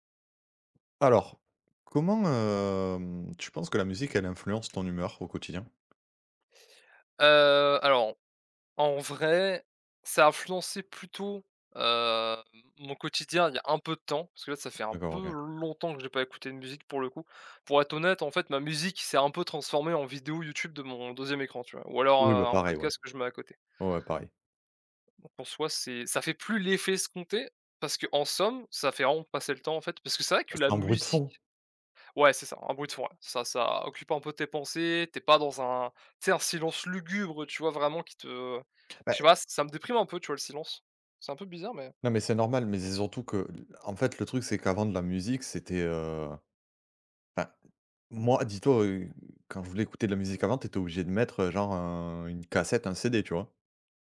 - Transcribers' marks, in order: tapping; drawn out: "hem"; "c'est" said as "z'est"
- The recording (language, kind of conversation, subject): French, unstructured, Comment la musique influence-t-elle ton humeur au quotidien ?
- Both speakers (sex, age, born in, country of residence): male, 20-24, France, France; male, 35-39, France, France